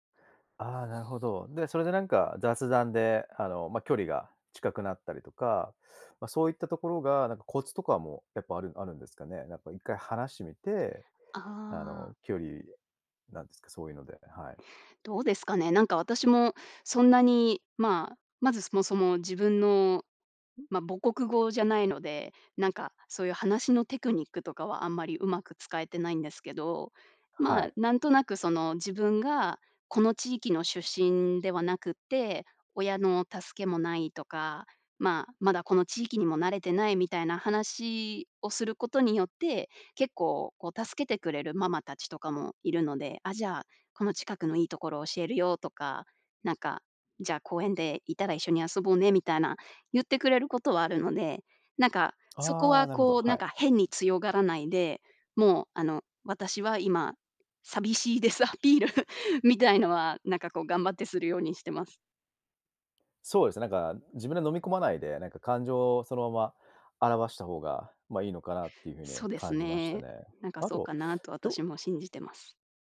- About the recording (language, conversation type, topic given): Japanese, podcast, 孤立を感じた経験はありますか？
- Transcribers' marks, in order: other background noise; laughing while speaking: "寂しいですアピール"